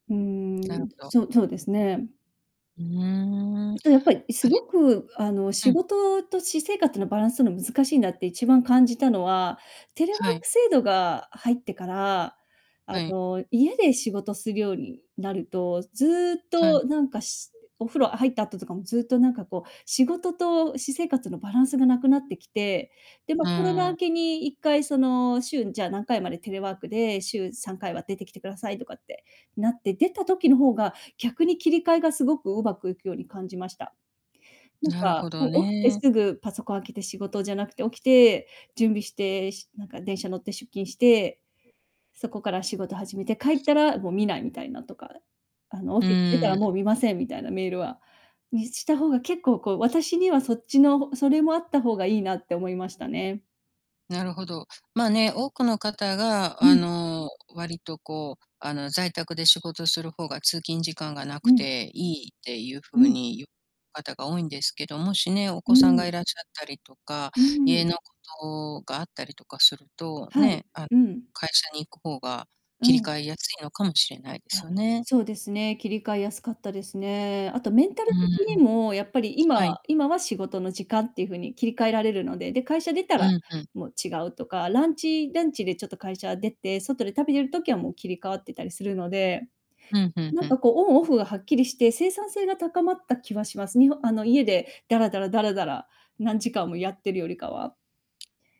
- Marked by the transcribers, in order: other background noise; drawn out: "うーん"; distorted speech; static
- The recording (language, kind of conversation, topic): Japanese, podcast, 仕事と私生活のバランスをどのように保っていますか？
- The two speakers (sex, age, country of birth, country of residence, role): female, 40-44, Japan, United States, guest; female, 55-59, Japan, United States, host